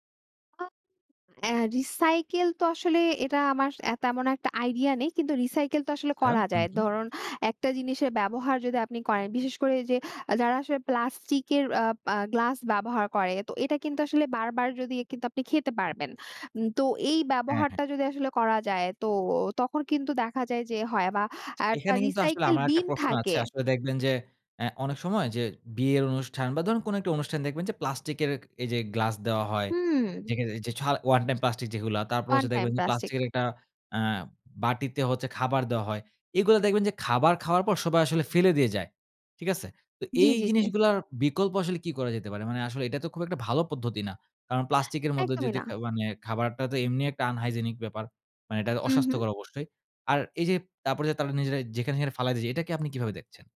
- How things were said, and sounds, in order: other background noise; tapping; in English: "unhygienic"
- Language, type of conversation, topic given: Bengali, podcast, প্লাস্টিক ব্যবহার কমাতে সাধারণ মানুষ কী করতে পারে—আপনার অভিজ্ঞতা কী?